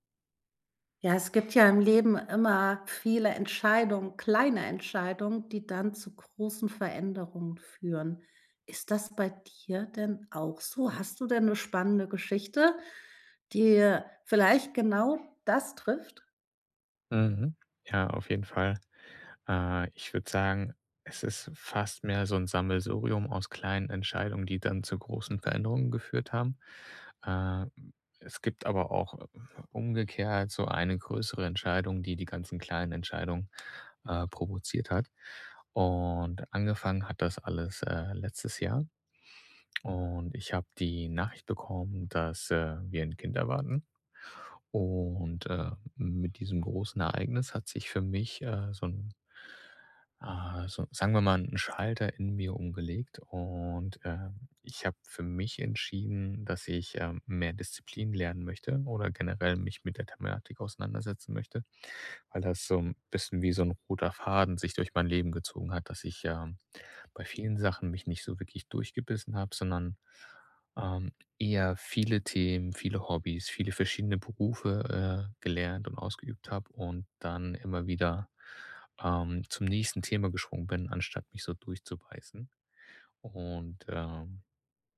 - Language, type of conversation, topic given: German, podcast, Welche kleine Entscheidung führte zu großen Veränderungen?
- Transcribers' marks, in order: other background noise; drawn out: "Und"; drawn out: "Und"; drawn out: "Und"